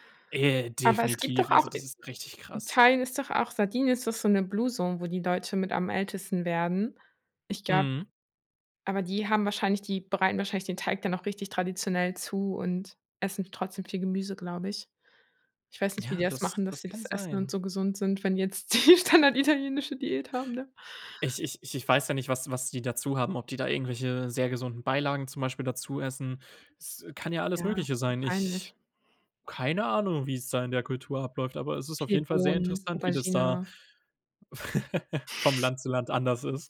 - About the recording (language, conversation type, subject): German, podcast, Wie passt du Rezepte an Allergien oder Unverträglichkeiten an?
- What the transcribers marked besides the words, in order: in English: "Blue Zone"; laughing while speaking: "die standarditalienische Diät haben, ne?"; laugh; chuckle